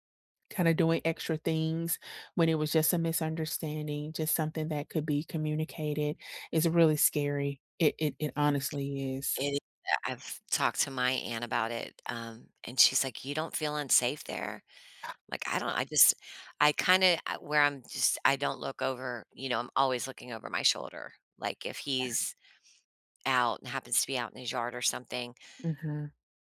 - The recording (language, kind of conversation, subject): English, unstructured, How can I handle a recurring misunderstanding with someone close?
- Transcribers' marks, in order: tapping; other background noise